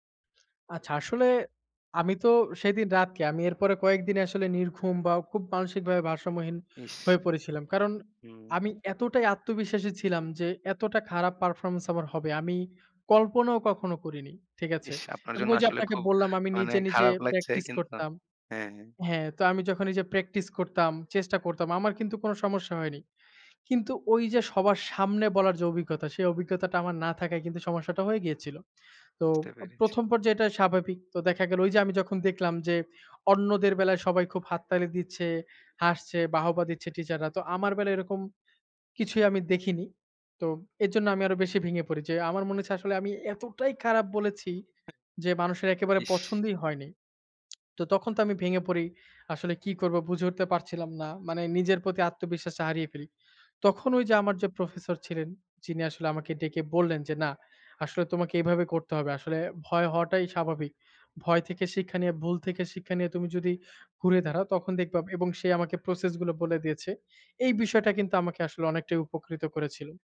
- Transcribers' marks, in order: tapping; tsk
- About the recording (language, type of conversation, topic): Bengali, podcast, শিক্ষাজীবনের সবচেয়ে বড় স্মৃতি কোনটি, আর সেটি তোমাকে কীভাবে বদলে দিয়েছে?